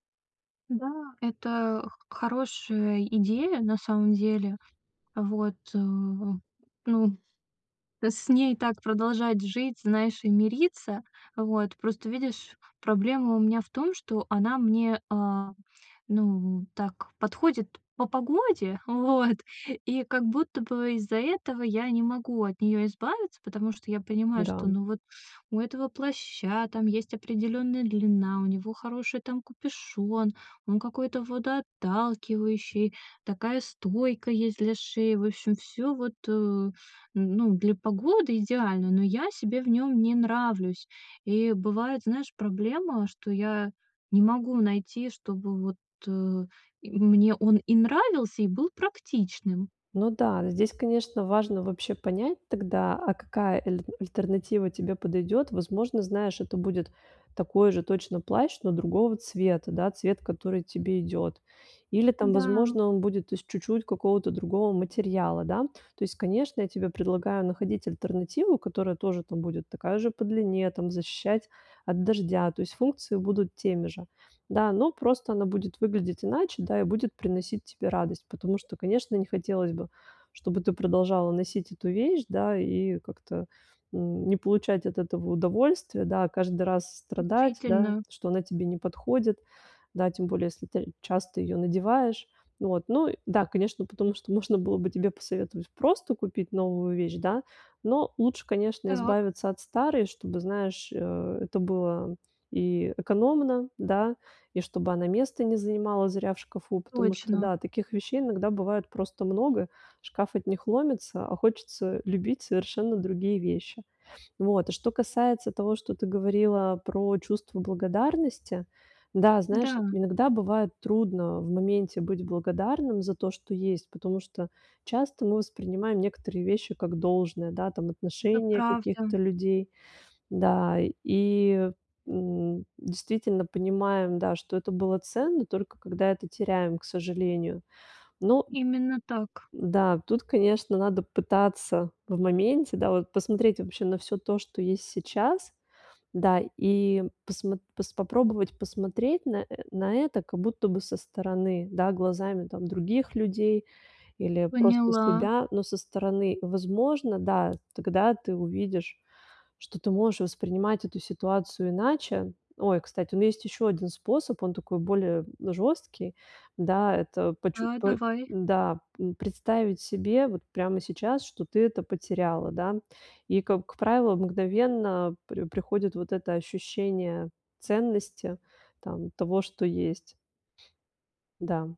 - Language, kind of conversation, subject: Russian, advice, Как принять то, что у меня уже есть, и быть этим довольным?
- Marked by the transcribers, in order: laughing while speaking: "вот"; "Учительна" said as "мучительно"; teeth sucking; other background noise; tapping